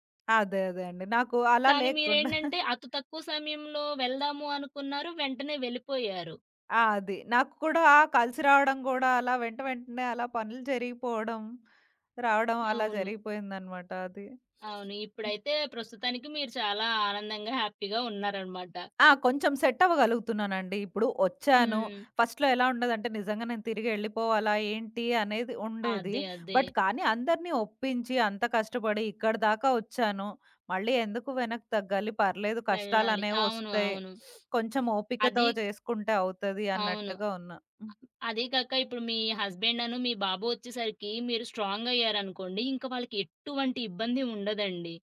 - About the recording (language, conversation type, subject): Telugu, podcast, స్వల్ప కాలంలో మీ జీవితాన్ని మార్చేసిన సంభాషణ ఏది?
- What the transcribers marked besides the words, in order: tapping; chuckle; other background noise; in English: "హ్యాపీగా"; in English: "సెట్"; in English: "ఫస్ట్‌లో"; in English: "బట్"; sniff